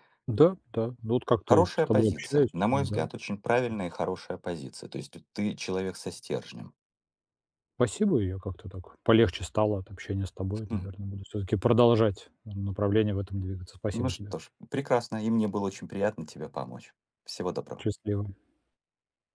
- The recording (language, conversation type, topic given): Russian, advice, Как мне понять, что действительно важно для меня в жизни?
- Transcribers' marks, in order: other background noise